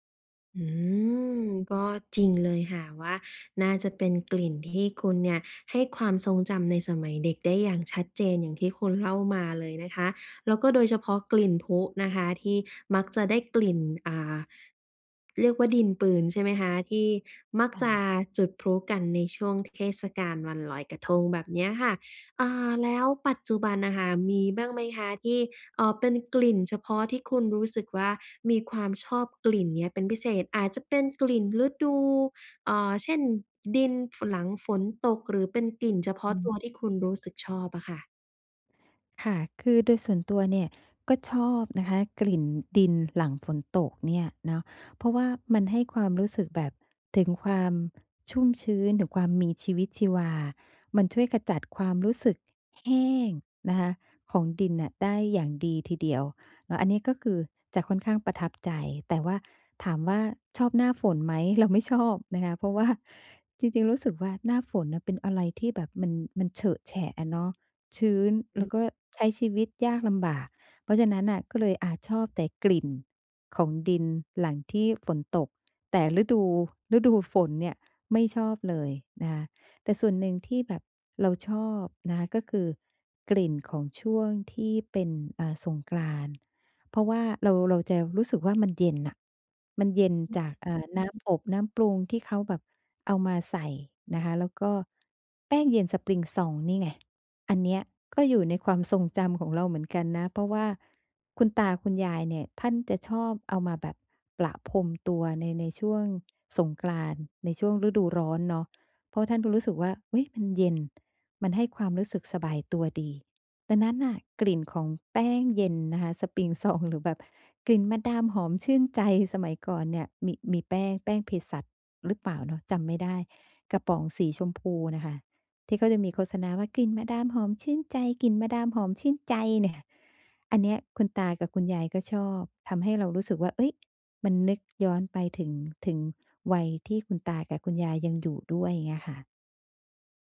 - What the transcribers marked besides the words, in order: laughing while speaking: "ไม่ชอบ"; other noise
- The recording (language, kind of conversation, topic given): Thai, podcast, รู้สึกอย่างไรกับกลิ่นของแต่ละฤดู เช่น กลิ่นดินหลังฝน?